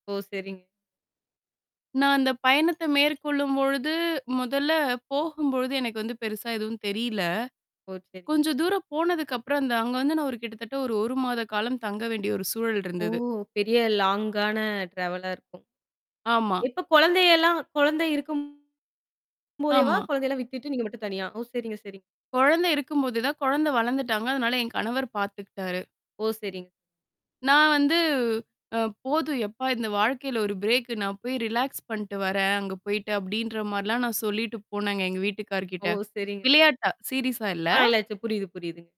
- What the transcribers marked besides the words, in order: distorted speech; other background noise; mechanical hum; in English: "லாங்கான ட்ராவலா"; tapping; in English: "பிரேக்கு"; in English: "ரிலாக்ஸ்"; in English: "சீரிஸா"; unintelligible speech
- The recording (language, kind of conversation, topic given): Tamil, podcast, தனியாகப் பயணம் செய்தபோது நீங்கள் கற்றுக்கொண்ட முக்கியமான பாடம் என்ன?
- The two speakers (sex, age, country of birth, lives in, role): female, 25-29, India, India, guest; female, 25-29, India, India, host